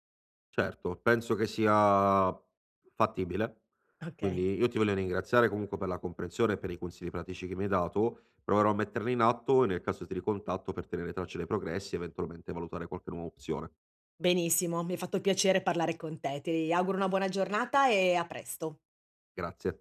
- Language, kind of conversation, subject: Italian, advice, Come posso bilanciare lavoro e vita personale senza rimpianti?
- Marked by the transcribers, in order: none